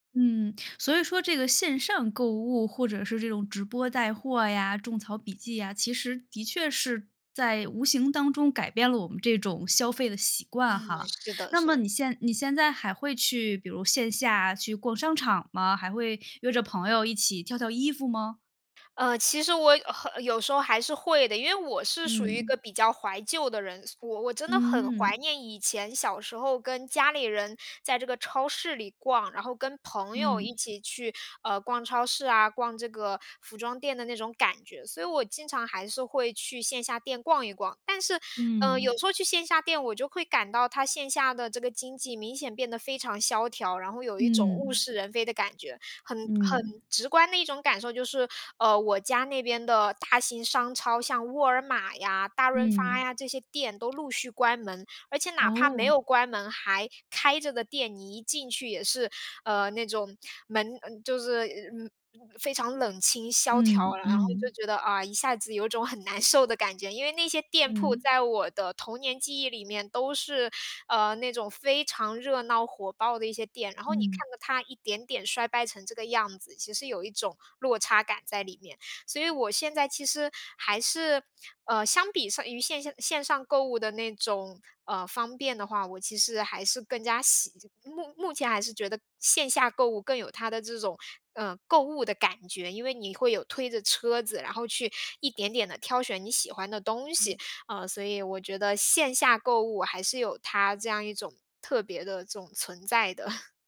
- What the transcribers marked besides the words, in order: other background noise; tongue click; laughing while speaking: "很难受的感觉"; laugh
- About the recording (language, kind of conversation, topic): Chinese, podcast, 你怎么看线上购物改变消费习惯？